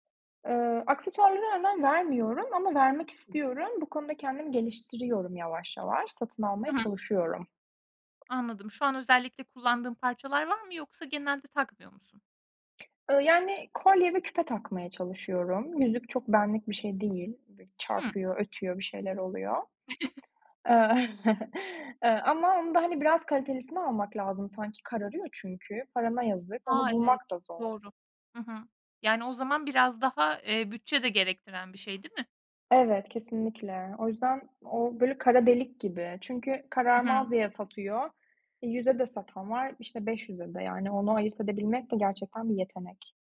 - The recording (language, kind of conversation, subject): Turkish, podcast, Trendlerle kişisel tarzını nasıl dengeliyorsun?
- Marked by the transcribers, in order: other noise; tapping; other background noise; chuckle